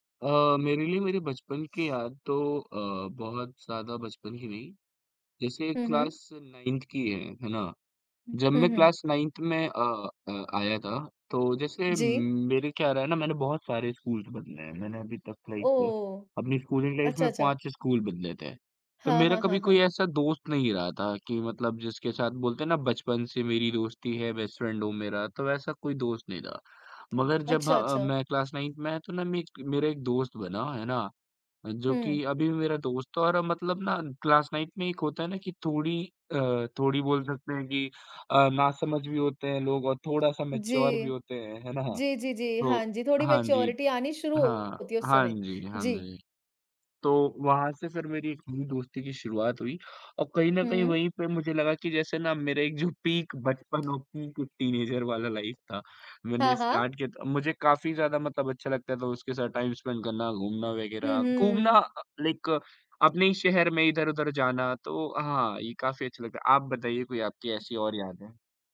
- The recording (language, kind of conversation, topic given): Hindi, unstructured, आपकी सबसे प्यारी बचपन की याद कौन-सी है?
- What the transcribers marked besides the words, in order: in English: "क्लास नाइन्थ"; in English: "क्लास नाइन्थ"; in English: "स्कूल्स"; in English: "लाइक"; in English: "स्कूलिंग लाइफ़"; in English: "बेस्ट फ्रेंड"; in English: "क्लास नाइन्थ"; tapping; in English: "क्लास नाइन्थ"; in English: "मैच्योर"; in English: "मैच्योरिटी"; other background noise; in English: "पीक"; in English: "टीनेजर"; in English: "लाइफ"; in English: "स्टार्ट"; in English: "टाइम स्पेंड"; in English: "लाइक"